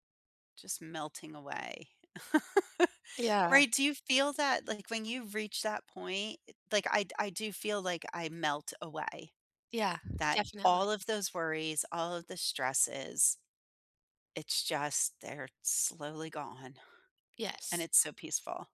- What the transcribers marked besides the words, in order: chuckle; other background noise; tapping
- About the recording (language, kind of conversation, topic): English, unstructured, How does nature help improve our mental health?